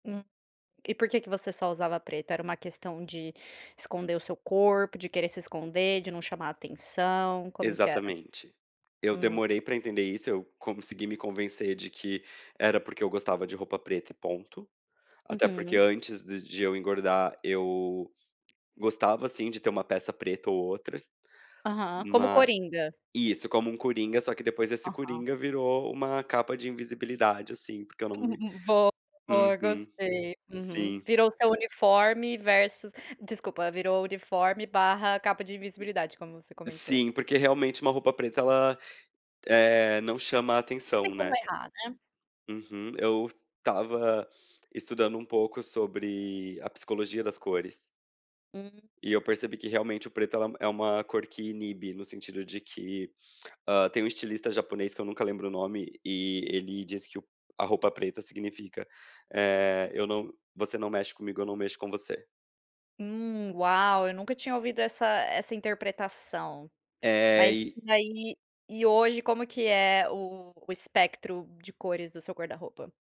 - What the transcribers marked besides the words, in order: tapping; chuckle
- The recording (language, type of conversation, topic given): Portuguese, podcast, Como você equilibra conforto e aparência no dia a dia?